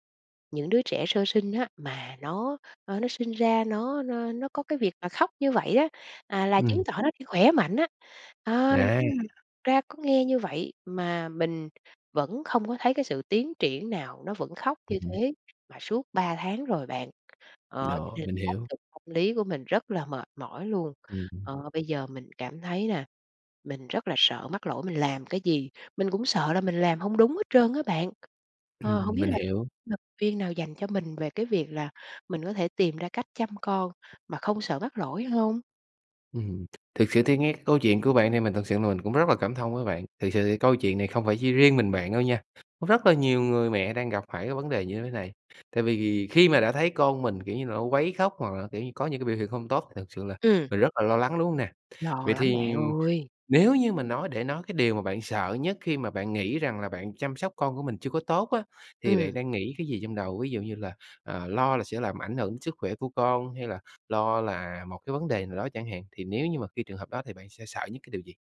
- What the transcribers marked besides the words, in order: other background noise; tapping; unintelligible speech; other noise
- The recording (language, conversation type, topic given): Vietnamese, advice, Bạn có sợ mình sẽ mắc lỗi khi làm cha mẹ hoặc chăm sóc con không?